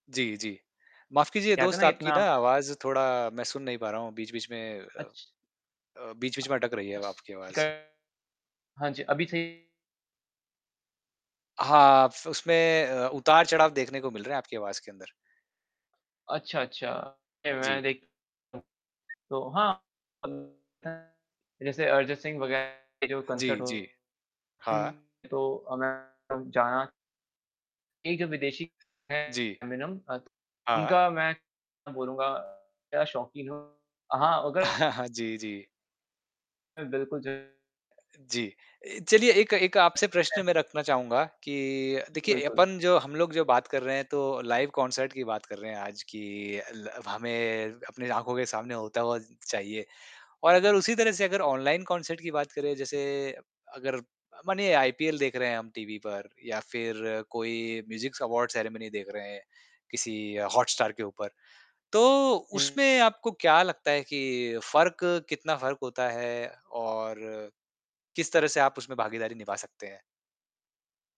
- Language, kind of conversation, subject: Hindi, unstructured, क्या आप कभी जीवंत संगीत कार्यक्रम में गए हैं, और आपका अनुभव कैसा रहा?
- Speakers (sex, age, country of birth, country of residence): male, 18-19, India, India; male, 35-39, India, India
- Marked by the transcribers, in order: static; distorted speech; unintelligible speech; unintelligible speech; alarm; unintelligible speech; in English: "कॉन्सर्ट"; chuckle; unintelligible speech; tapping; in English: "लाइव कॉन्सर्ट"; in English: "ऑनलाइन कॉन्सर्ट"; in English: "म्यूज़िक्स अवॉर्ड सेरेमनी"